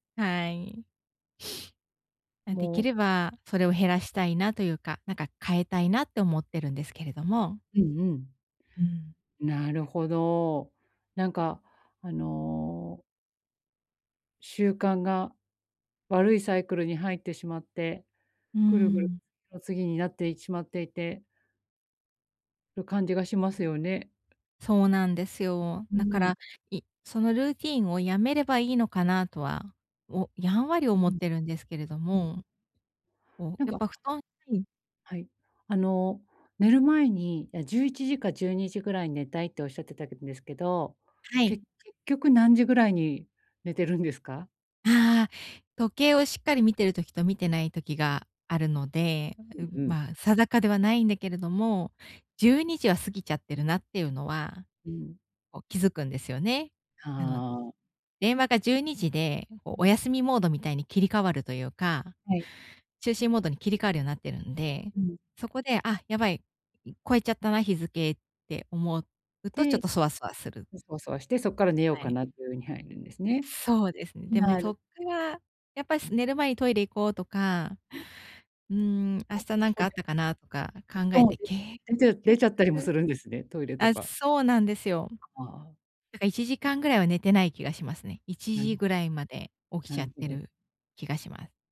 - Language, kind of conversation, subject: Japanese, advice, 就寝前に何をすると、朝すっきり起きられますか？
- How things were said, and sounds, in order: laughing while speaking: "寝てるんですか？"; other background noise